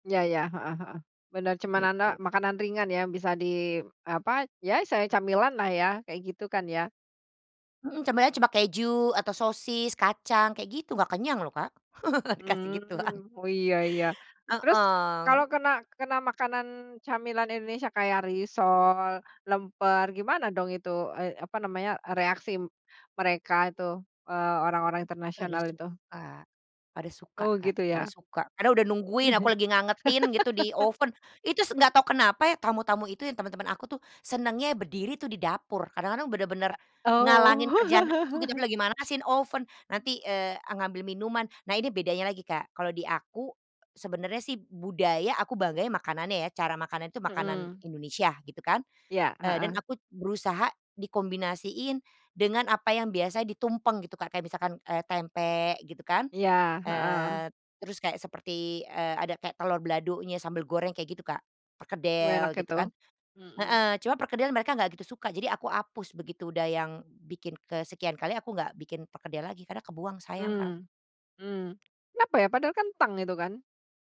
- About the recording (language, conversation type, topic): Indonesian, podcast, Bagaimana cara Anda merayakan warisan budaya dengan bangga?
- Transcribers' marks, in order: chuckle; laughing while speaking: "dikasih gituan"; other background noise; laugh; laugh